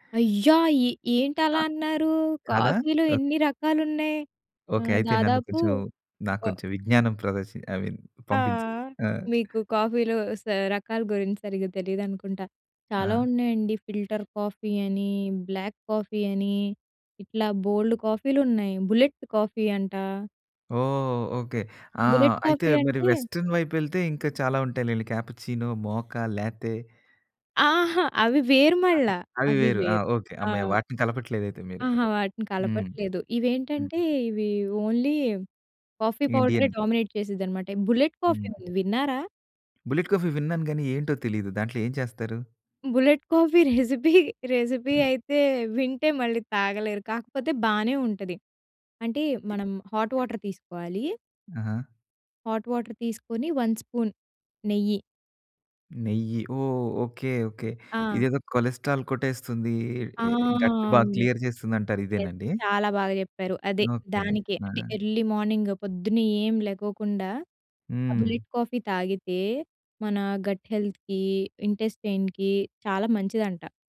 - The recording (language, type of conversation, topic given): Telugu, podcast, కాఫీ లేదా టీ తాగే విషయంలో మీరు పాటించే అలవాట్లు ఏమిటి?
- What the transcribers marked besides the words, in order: in English: "కాఫీలో"; in English: "ఐ మీన్"; in English: "కాఫీలో"; in English: "ఫిల్టర్ కాఫీ"; in English: "బ్లాక్ కాఫీ"; in English: "బుల్లెట్ కాఫీ"; in English: "బుల్లెట్ కాఫీ"; in English: "వెస్టర్న్"; in English: "క్యపుచ్చినో, మోకా, లేతే"; in English: "ఓన్లీ కాఫీ"; in English: "డామినేట్"; tapping; in English: "బుల్లెట్ కాఫీ"; in English: "బుల్లెట్ కాఫీ"; in English: "బుల్లెట్ కాఫీ రెసిపీ రెసిపీ"; laughing while speaking: "రెసిపీ"; in English: "హాట్ వాటర్"; other noise; in English: "హాట్ వాటర్"; in English: "వన్ స్పూన్"; in English: "కొలస్ట్రాల్"; in English: "గట్"; in English: "క్లియర్"; in English: "యస్"; in English: "ఎర్లీ మార్నింగ్"; in English: "బుల్లెట్ కాఫీ"; in English: "గట్ హెల్త్‌కి ఇంటెస్టైన్‍కి"